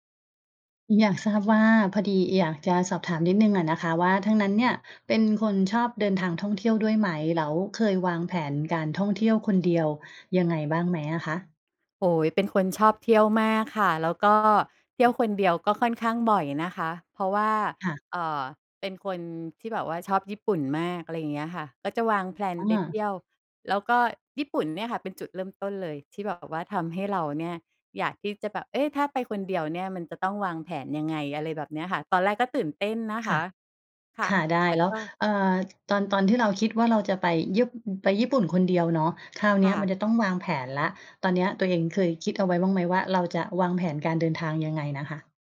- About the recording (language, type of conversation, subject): Thai, podcast, คุณควรเริ่มวางแผนทริปเที่ยวคนเดียวยังไงก่อนออกเดินทางจริง?
- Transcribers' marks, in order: tapping; in English: "แพลน"